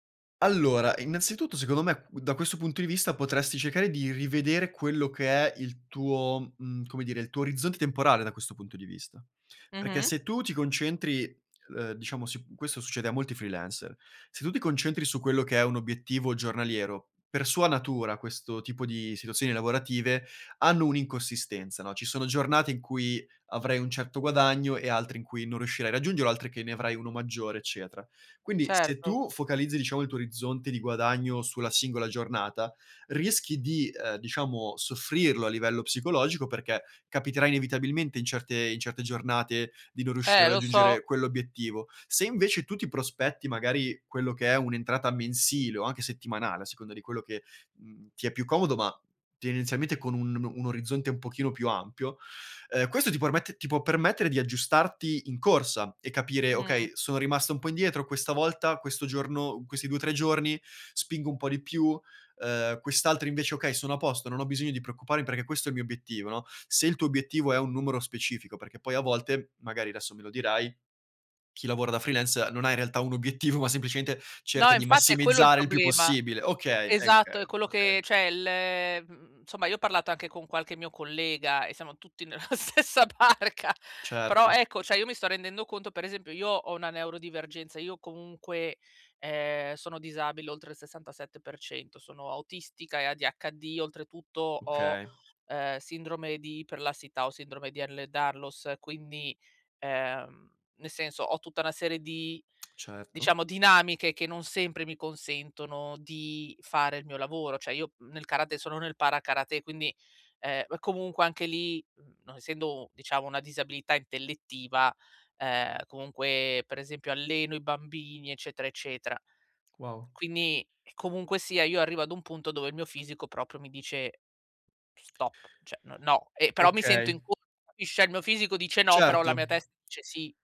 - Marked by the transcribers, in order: in English: "freelancer"; in English: "freelancer"; laughing while speaking: "obiettivo"; "cioè" said as "ceh"; laughing while speaking: "stessa barca"; "cioè" said as "ceh"; tsk; "Cioè" said as "ceh"; other background noise; "cioè" said as "ceh"
- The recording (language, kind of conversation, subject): Italian, advice, Come posso bilanciare la mia ambizione con il benessere quotidiano senza esaurirmi?